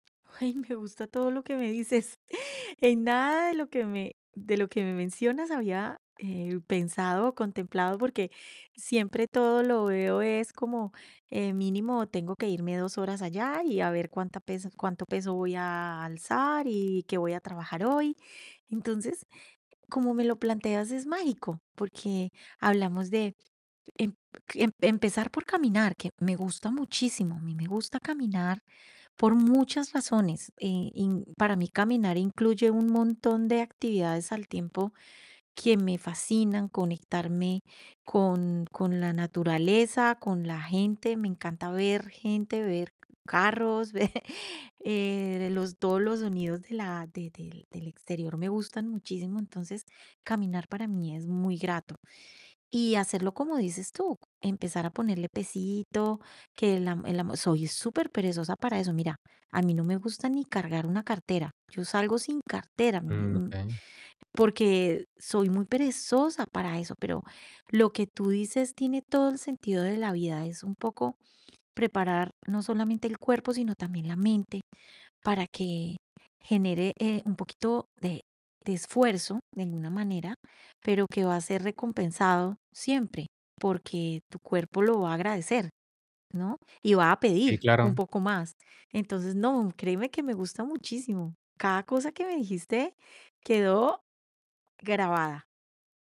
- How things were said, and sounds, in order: static; other background noise; other noise; chuckle; tapping
- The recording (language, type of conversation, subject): Spanish, advice, ¿Por qué me cuesta mantener una rutina de ejercicio aunque de verdad quiero hacerlo?